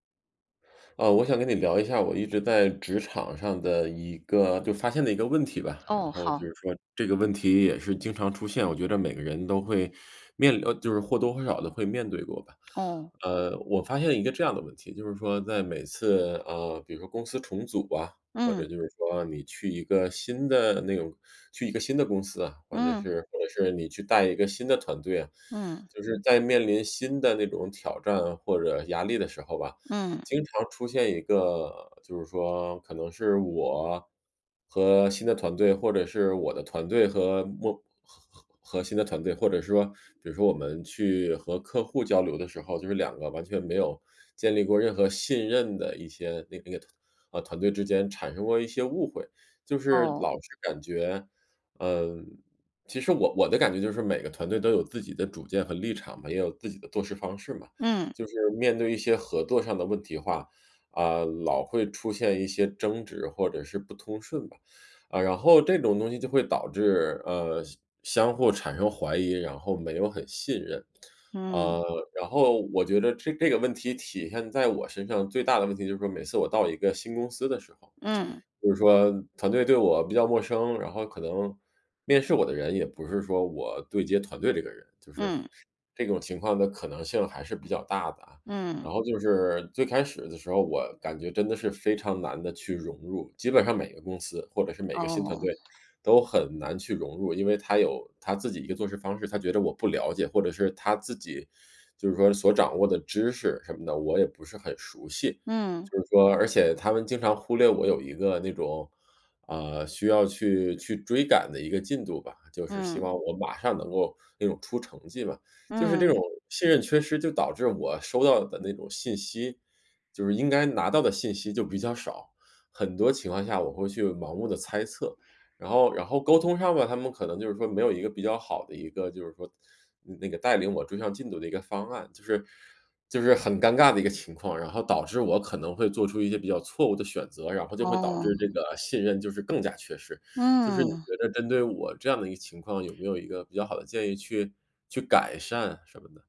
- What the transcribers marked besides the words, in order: teeth sucking; teeth sucking; teeth sucking; teeth sucking; teeth sucking; other background noise; tapping; teeth sucking
- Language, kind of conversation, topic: Chinese, advice, 我们团队沟通不顺、缺乏信任，应该如何改善？